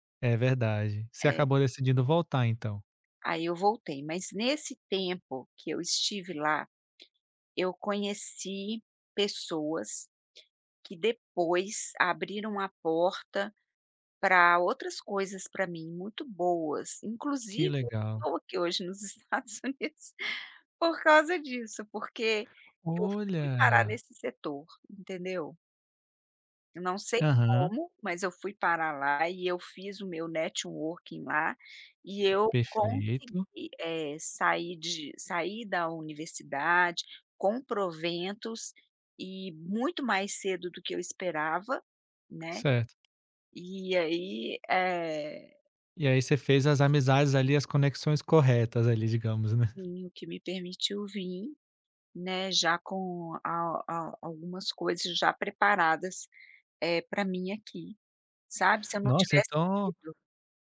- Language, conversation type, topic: Portuguese, podcast, Quando foi que um erro seu acabou abrindo uma nova porta?
- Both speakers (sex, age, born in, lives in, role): female, 55-59, Brazil, United States, guest; male, 35-39, Brazil, France, host
- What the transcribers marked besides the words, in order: other background noise; laughing while speaking: "nos Estados Unidos"; tapping; in English: "networking"; unintelligible speech; chuckle